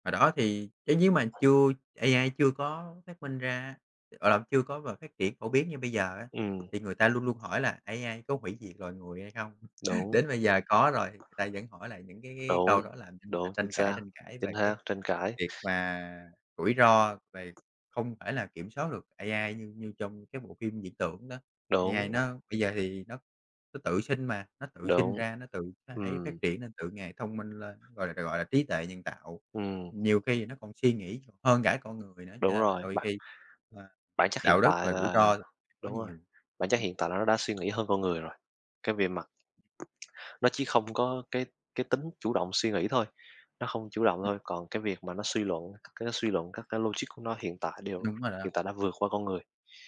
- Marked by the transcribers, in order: "nếu" said as "nhếu"; other background noise; tapping; laugh; unintelligible speech
- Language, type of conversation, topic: Vietnamese, unstructured, Bạn nghĩ phát minh khoa học nào đã thay đổi thế giới?